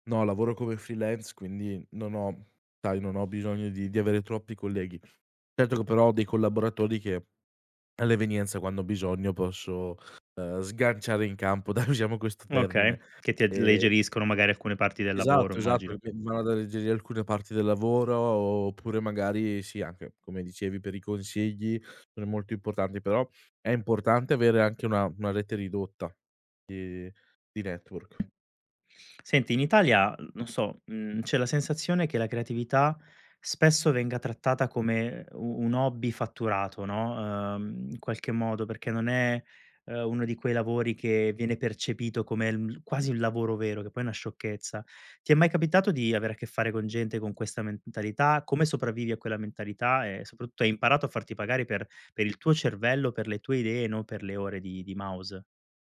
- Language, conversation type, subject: Italian, podcast, Come trasformi un’idea in qualcosa di concreto?
- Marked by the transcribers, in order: "sai" said as "tai"; tapping; laughing while speaking: "dai"; "alleggeriscono" said as "adleggeriscono"; in English: "network"; other background noise; "soprattutto" said as "soprautto"